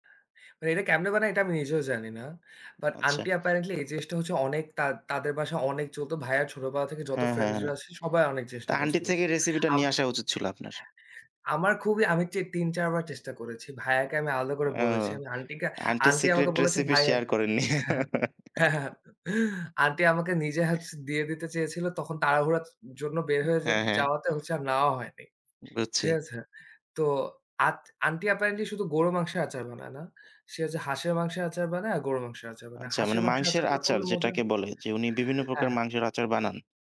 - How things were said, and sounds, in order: in English: "অ্যাপারেন্টলি"; tapping; in English: "সিক্রেট রেসিপি"; chuckle; laugh; in English: "অ্যাপারেন্টলি"
- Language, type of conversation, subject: Bengali, unstructured, খাবার নিয়ে আপনার সবচেয়ে মজার স্মৃতিটি কী?